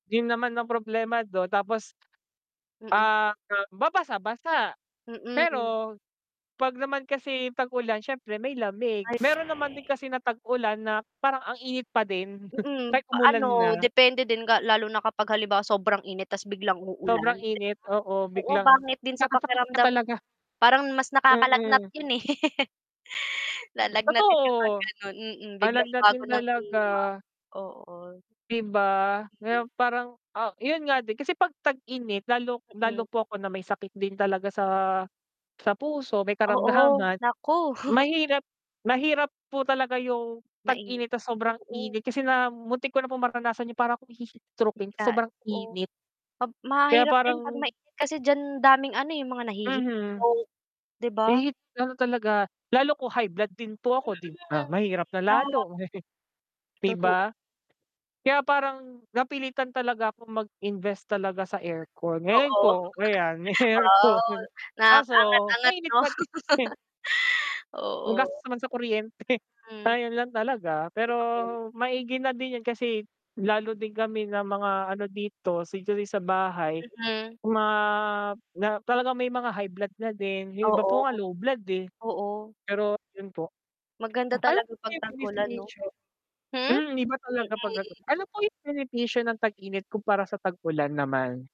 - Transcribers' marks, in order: static; mechanical hum; chuckle; distorted speech; other noise; laugh; chuckle; chuckle; tapping; laugh; laughing while speaking: "may aircon"; laughing while speaking: "din"; laugh; laughing while speaking: "kuryente"; unintelligible speech; unintelligible speech
- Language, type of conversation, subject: Filipino, unstructured, Mas gusto mo ba ang tag-init o tag-ulan, at bakit?